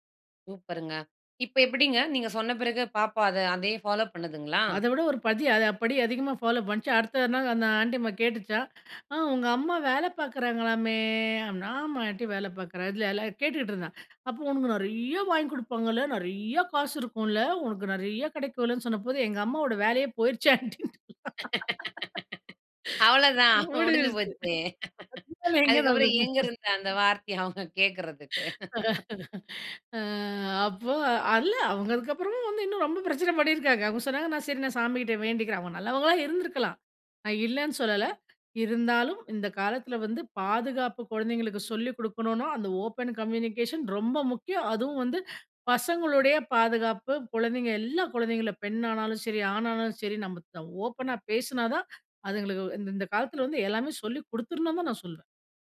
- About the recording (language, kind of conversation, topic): Tamil, podcast, திறந்த மனத்துடன் எப்படிப் பயனுள்ளதாகத் தொடர்பு கொள்ளலாம்?
- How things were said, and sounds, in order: in English: "ஃபாலோ"; "படி" said as "பதி"; drawn out: "பார்க்கிறாங்களாமே"; "அப்படின்னா" said as "அப்பனா"; drawn out: "நெறைய"; drawn out: "நெறைய"; laughing while speaking: "அவ்வளவுதான், முடிஞ்சு போச்சு! அதுக்கப்புறம் எங்கிருந்து அந்த வார்த்தையை அவங்க கேட்கிறதுக்கு?"; laughing while speaking: "ஆன்ட்டின்னுட்டேன்! ஓடிர்ச்சு"; unintelligible speech; laughing while speaking: "அ அப்போ அல்ல அவங்க அதுக்கப்புறமும் … நான் சாமிகிட்ட வேண்டிக்கிறேன்"; "இல்ல" said as "அல்ல"; other background noise; in English: "ஓபன் கம்யூனிகேஷன்"